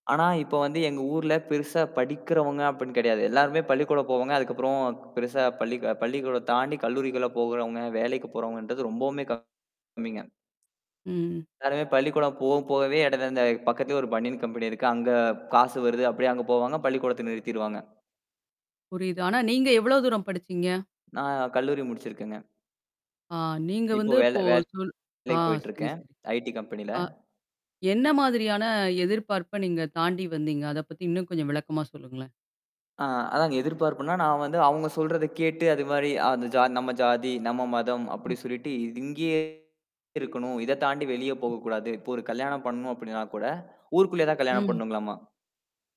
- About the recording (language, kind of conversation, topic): Tamil, podcast, குடும்ப எதிர்பார்ப்புகளை மீறுவது எளிதா, சிரமமா, அதை நீங்கள் எப்படி சாதித்தீர்கள்?
- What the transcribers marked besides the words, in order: distorted speech; other background noise